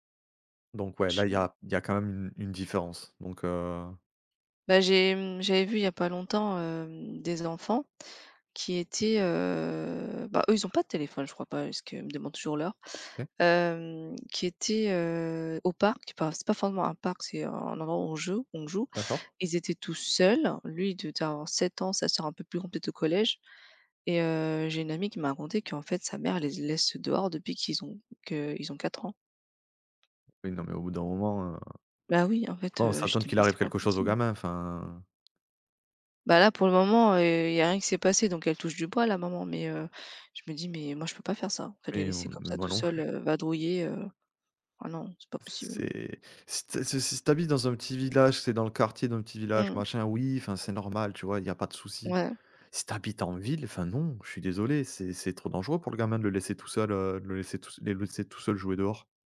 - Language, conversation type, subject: French, unstructured, Comment les réseaux sociaux influencent-ils vos interactions quotidiennes ?
- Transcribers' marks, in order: drawn out: "heu"; tapping